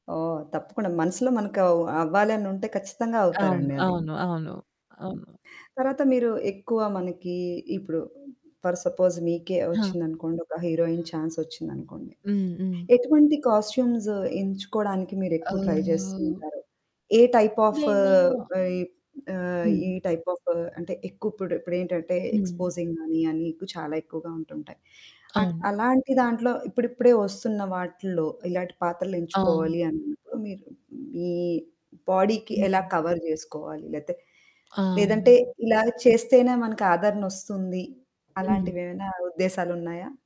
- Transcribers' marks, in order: static; in English: "ఫర్ సపోజ్"; in English: "చాన్స్"; in English: "కాస్ట్యూమ్స్"; in English: "ట్రై"; in English: "టైప్ ఆఫ్"; in English: "టైప్ ఆఫ్"; in English: "ఎక్స్‌పోజింగ్"; in English: "బాడీ‌కి"; in English: "కవర్"
- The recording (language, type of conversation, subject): Telugu, podcast, ఒక పాత్రను జీవం పోసినట్లుగా తీర్చిదిద్దడానికి మీరు ఏ విధానాన్ని అనుసరిస్తారు?